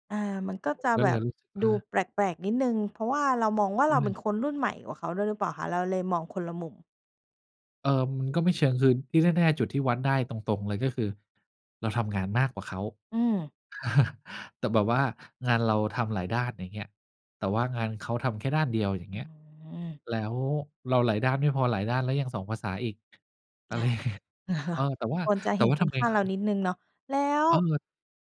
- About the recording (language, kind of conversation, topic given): Thai, podcast, ถ้าคิดจะเปลี่ยนงาน ควรเริ่มจากตรงไหนดี?
- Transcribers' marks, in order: chuckle; laughing while speaking: "อะไรอย่างเงี้ย"; chuckle; laughing while speaking: "เหรอคะ ?"